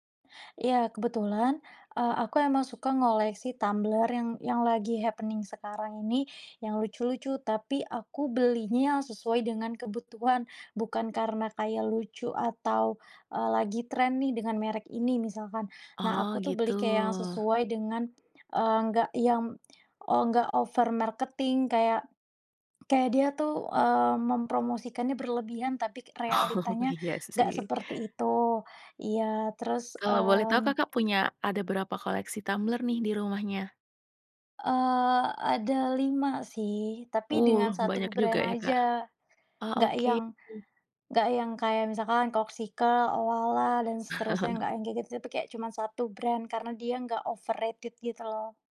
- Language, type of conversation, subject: Indonesian, podcast, Apa tipsmu supaya tetap ramah lingkungan saat beraktivitas di alam terbuka?
- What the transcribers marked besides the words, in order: in English: "happening"; tapping; in English: "marketing"; laughing while speaking: "Oh, iya sih"; in English: "brand"; chuckle; in English: "brand"; in English: "overrated"